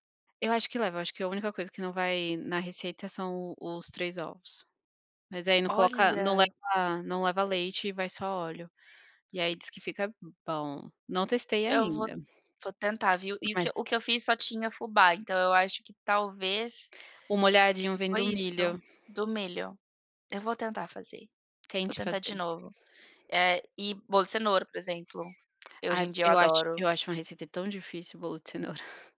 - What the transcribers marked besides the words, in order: tapping; chuckle
- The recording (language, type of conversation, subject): Portuguese, unstructured, Qual comida te lembra a sua infância?